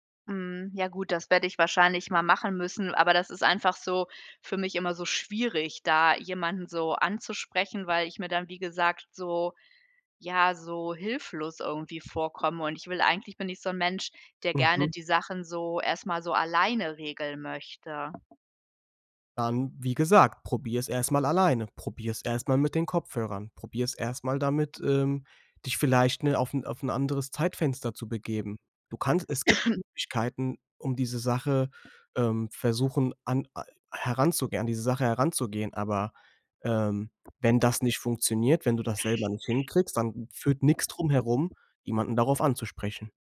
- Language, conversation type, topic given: German, advice, Wie kann ich in einem geschäftigen Büro ungestörte Zeit zum konzentrierten Arbeiten finden?
- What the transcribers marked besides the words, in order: tapping; cough; other background noise